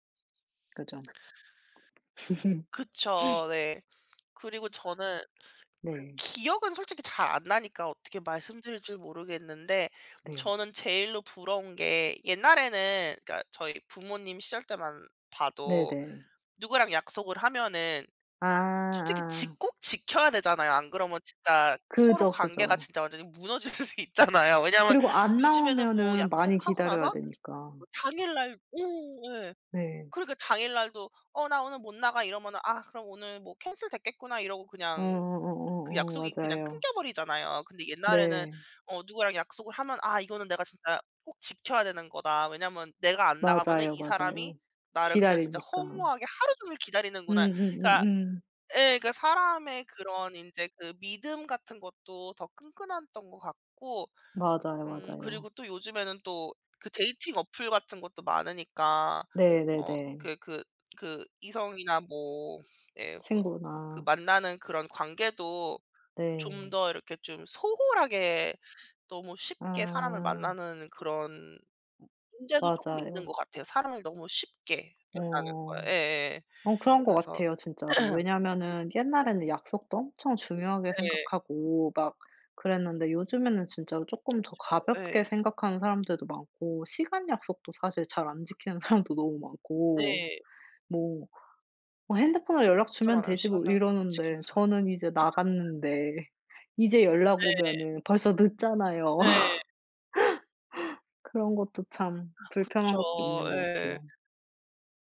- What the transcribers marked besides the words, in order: other background noise; tapping; laugh; laughing while speaking: "무너질 수도 있잖아요"; throat clearing; laughing while speaking: "사람도"; laugh; laughing while speaking: "나갔는데"; laugh
- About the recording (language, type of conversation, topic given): Korean, unstructured, 스마트폰이 당신의 하루를 어떻게 바꾸었나요?